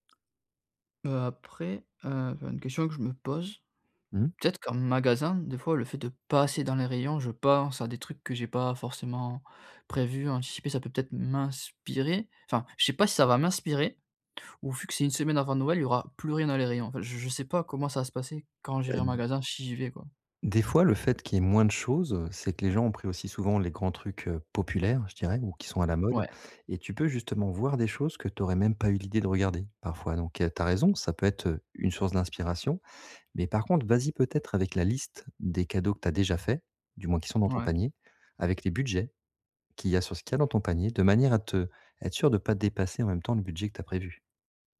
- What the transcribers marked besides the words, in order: none
- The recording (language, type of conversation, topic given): French, advice, Comment gérer la pression financière pendant les fêtes ?